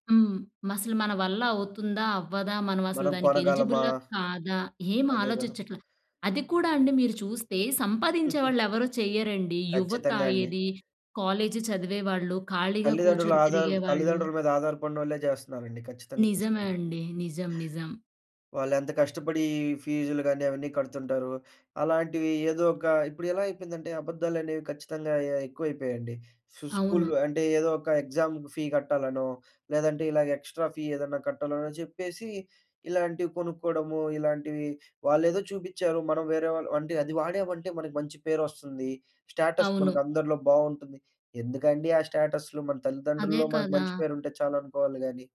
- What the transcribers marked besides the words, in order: chuckle; in English: "ఎగ్జామ్ ఫీ"; in English: "ఎక్స్‌ట్రా ఫీ"; in English: "స్టేటస్"
- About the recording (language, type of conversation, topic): Telugu, podcast, సోషల్ మీడియా మన ఫ్యాషన్ అభిరుచిని ఎంతవరకు ప్రభావితం చేస్తోంది?